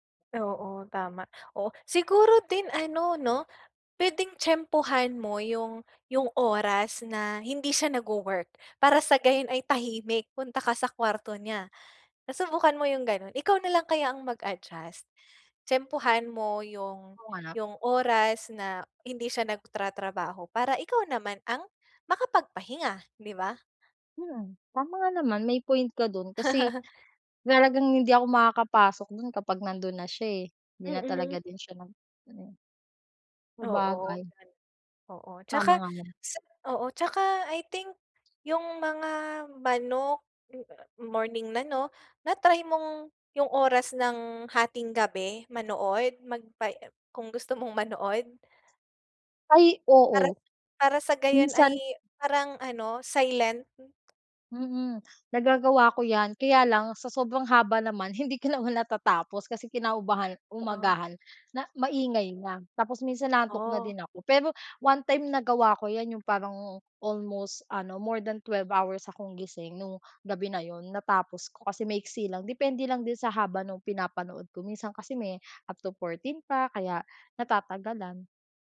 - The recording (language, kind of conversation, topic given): Filipino, advice, Paano ko maiiwasan ang mga nakakainis na sagabal habang nagpapahinga?
- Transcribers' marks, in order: laugh; tapping; laughing while speaking: "manood?"